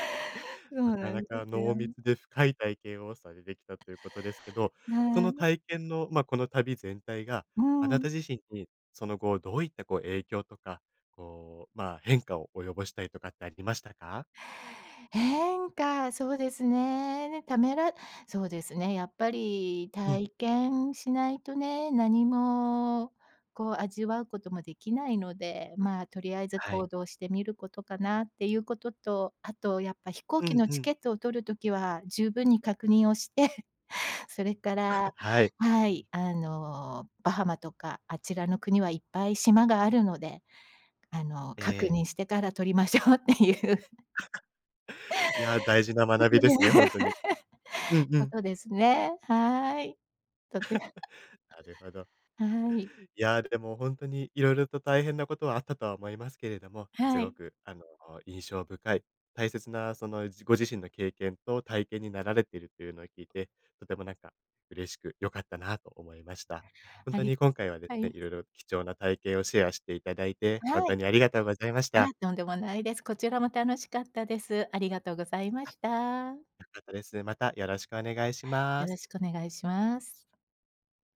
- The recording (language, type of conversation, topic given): Japanese, podcast, 旅行で一番印象に残った体験は何ですか？
- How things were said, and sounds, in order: chuckle; laughing while speaking: "取りましょうっていう"; laugh; laugh; laugh; other noise